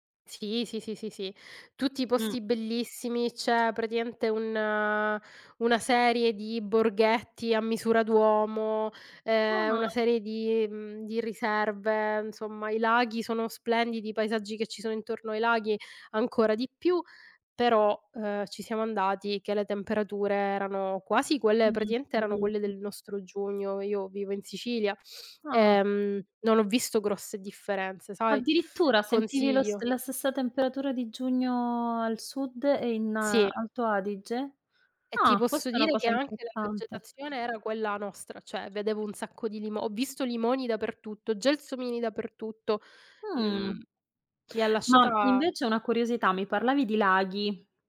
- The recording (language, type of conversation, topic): Italian, unstructured, Come decidi se fare una vacanza al mare o in montagna?
- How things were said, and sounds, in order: background speech; other background noise; tapping; drawn out: "un"; unintelligible speech; drawn out: "giugno"